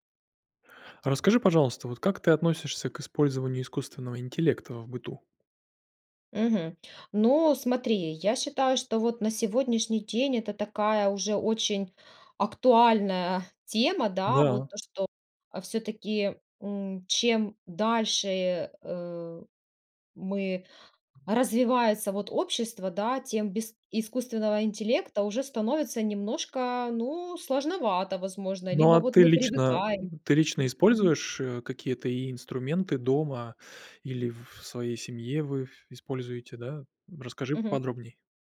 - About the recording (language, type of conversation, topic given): Russian, podcast, Как вы относитесь к использованию ИИ в быту?
- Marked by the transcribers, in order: tapping; other background noise